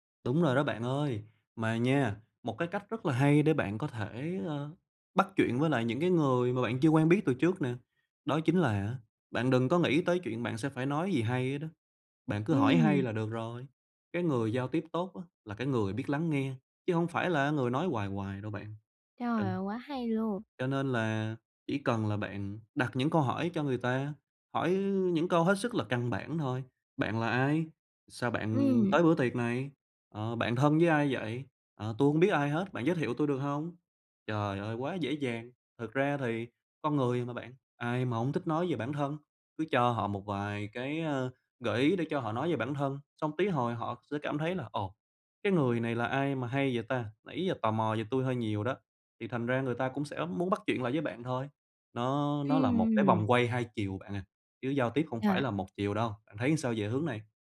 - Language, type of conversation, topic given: Vietnamese, advice, Làm sao để tôi không còn cảm thấy lạc lõng trong các buổi tụ tập?
- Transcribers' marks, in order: none